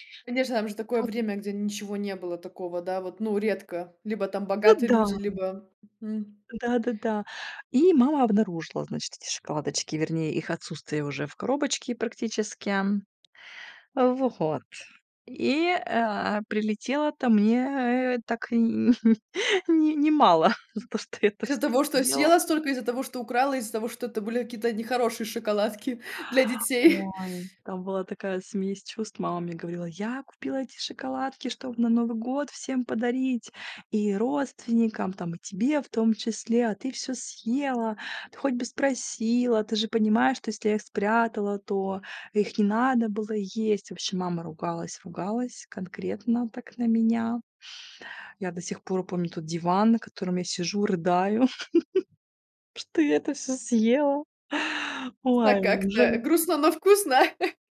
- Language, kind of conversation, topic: Russian, podcast, Какие приключения из детства вам запомнились больше всего?
- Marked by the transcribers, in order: other noise; tapping; laughing while speaking: "н не не мало за то, что я это всё съела"; chuckle; laugh; chuckle